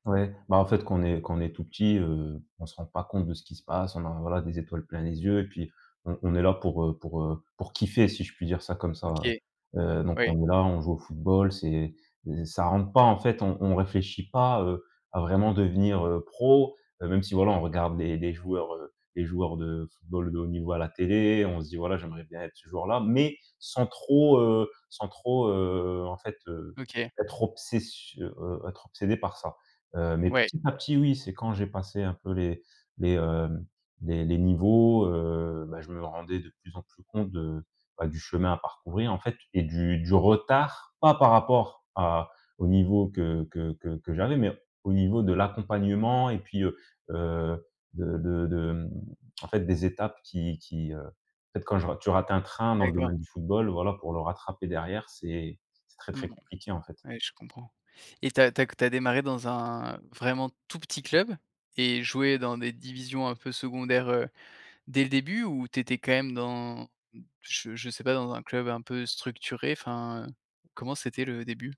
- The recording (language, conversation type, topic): French, podcast, Peux-tu me parler d’un projet qui te passionne en ce moment ?
- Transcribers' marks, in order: drawn out: "un"